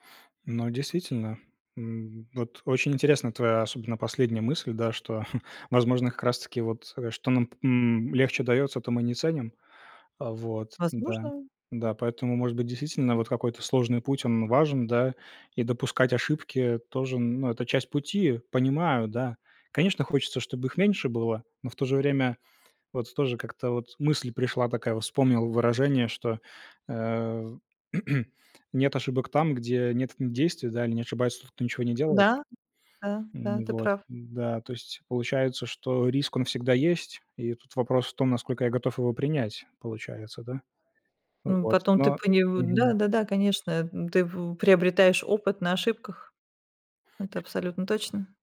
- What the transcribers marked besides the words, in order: tapping; chuckle; other background noise; throat clearing
- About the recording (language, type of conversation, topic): Russian, advice, Как перестать постоянно тревожиться о будущем и испытывать тревогу при принятии решений?